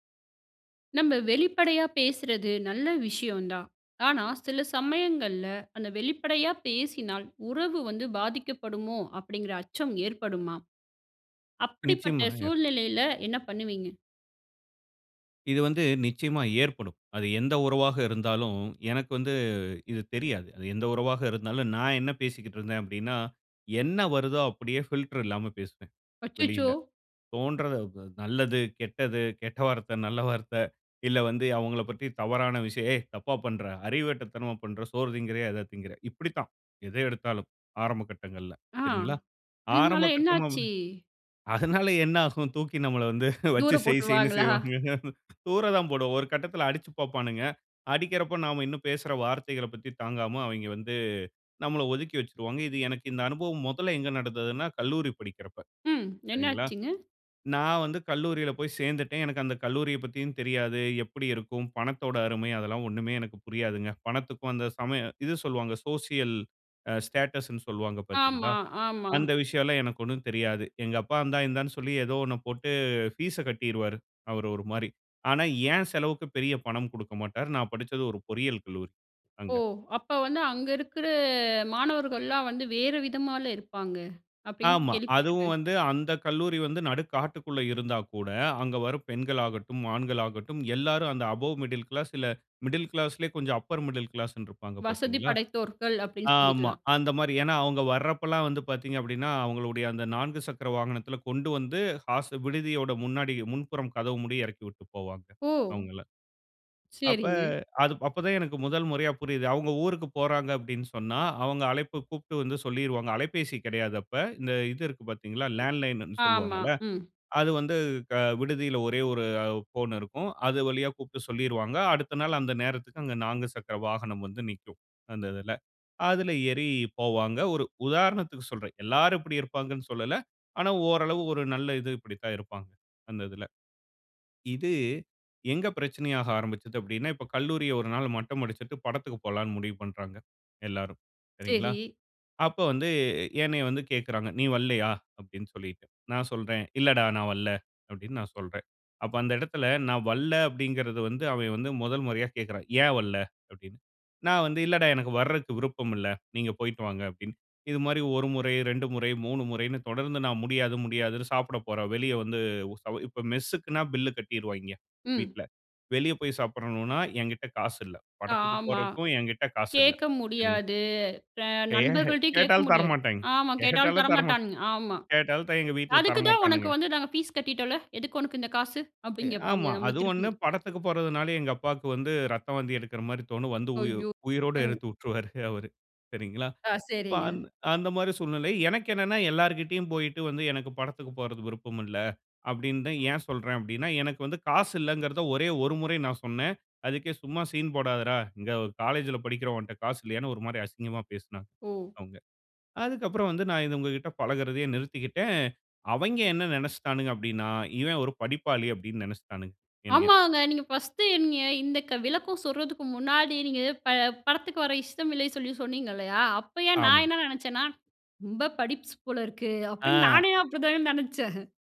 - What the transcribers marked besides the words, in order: other background noise; surprised: "அச்சச்சோ!"; unintelligible speech; laughing while speaking: "அதனால என்ன ஆகும்? தூக்கி நம்மளை வந்து வச்சு செய் செய்னு செய்வாங்கங்க"; laughing while speaking: "தூர போட்டுருவாங்களா?"; in English: "சோசியல் அ ஸ்டேட்டஸ்"; drawn out: "இருக்கிற"; in English: "அபௌவ் மிடில் கிளாஸ்"; in English: "அப்பர் மிடில் கிளாஸ்"; "வரல" said as "வல்ல"; drawn out: "ஆமா"; disgusted: "கே கேட்டாலும் தரமாட்டாய்ங்க. கேட்டாலும் தரமாட் கேட்டாலும் த எங்க வீட்டில தரமாட்டானுங்க"; laughing while speaking: "கே கேட்டாலும் தரமாட்டாய்ங்க. கேட்டாலும் தரமாட்"; unintelligible speech; laughing while speaking: "வுட்டுருவாரு அவர், சரிங்களா?"; in English: "ஃபர்ஸ்ட்"; laughing while speaking: "நானே அப்படி தாங்க நினைச்சேன்"
- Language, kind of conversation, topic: Tamil, podcast, வெளிப்படையாகப் பேசினால் உறவுகள் பாதிக்கப் போகும் என்ற அச்சம் உங்களுக்கு இருக்கிறதா?